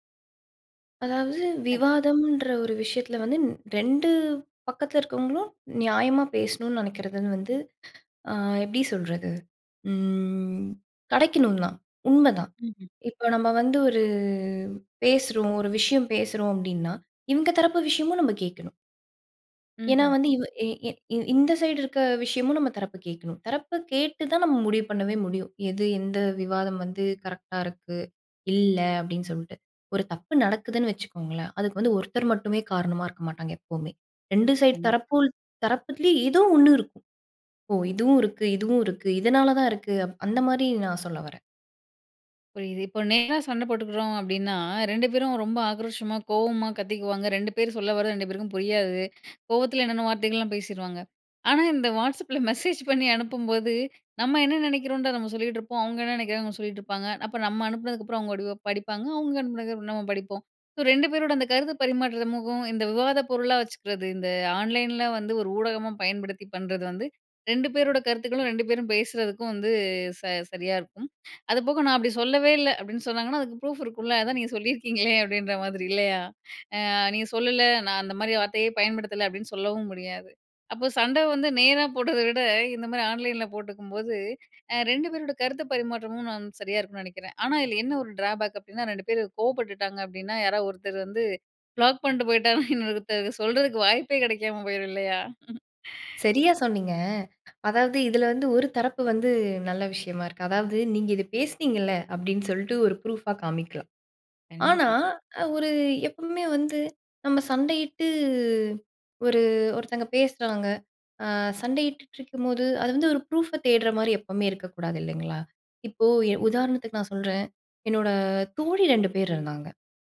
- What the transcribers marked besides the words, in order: other background noise; tapping; drawn out: "ம்"; drawn out: "ஒரு"; trusting: "ஒரு தப்பு நடக்குதுன்னு வச்சுக்கோங்களேன், அதுக்கு … ஏதோ ஒண்ணு இருக்கும்"; "தரப்புலயும்" said as "தரப்புத்திலயும்"; other noise; "என்னன்னமோ" said as "என்னென்ன"; in English: "மெசேஜ்"; unintelligible speech; in English: "ஆன்லைன்ல"; in English: "ப்ரூஃப்"; laughing while speaking: "நீங்க சொல்லியிருக்கீங்களே அப்பிடின்ற மாதிரி இல்லயா?"; laughing while speaking: "போட்டத"; in English: "ஆன்லைன்ல"; in English: "டிராபேக்"; in English: "ப்ளாக்"; laughing while speaking: "பண்ட்டு போயிட்டாங்கன்னா, இன்னொருத்தர் சொல்றதுக்கு வாய்ப்பே கிடைக்காம போயிரும் இல்லயா!"; inhale; in English: "ப்ரூஃபா"; drawn out: "சண்டையிட்டு"; in English: "ப்ரூஃப்ப"
- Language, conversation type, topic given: Tamil, podcast, ஆன்லைன் மற்றும் நேரடி உறவுகளுக்கு சீரான சமநிலையை எப்படி பராமரிப்பது?